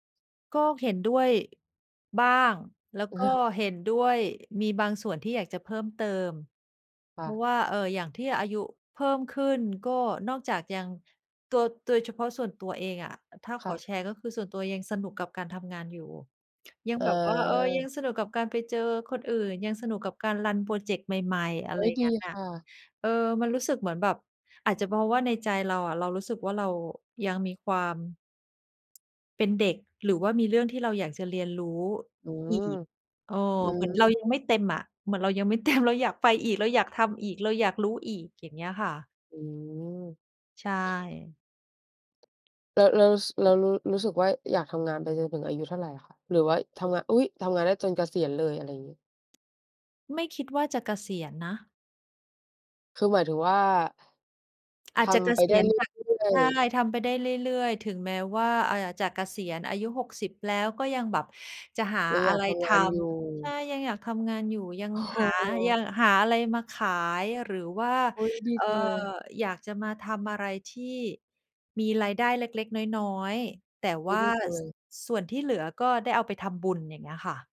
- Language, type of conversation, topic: Thai, unstructured, คุณคิดอย่างไรกับการเริ่มต้นทำงานตั้งแต่อายุยังน้อย?
- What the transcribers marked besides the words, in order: laugh; laughing while speaking: "เต็ม"; laughing while speaking: "อ๋อ"